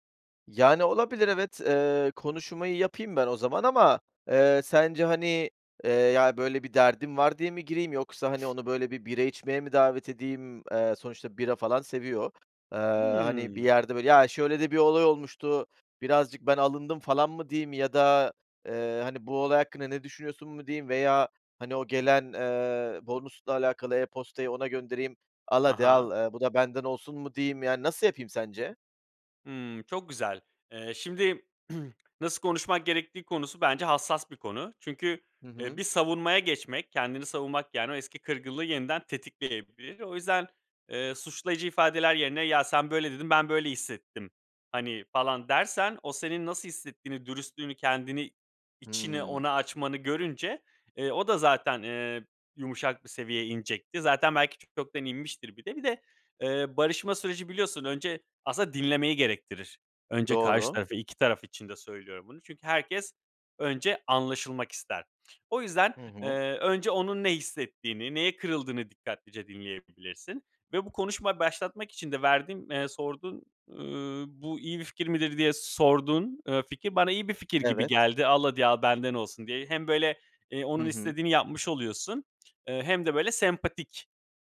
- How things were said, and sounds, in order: other background noise; throat clearing
- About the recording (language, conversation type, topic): Turkish, advice, Kırgın bir arkadaşımla durumu konuşup barışmak için nasıl bir yol izlemeliyim?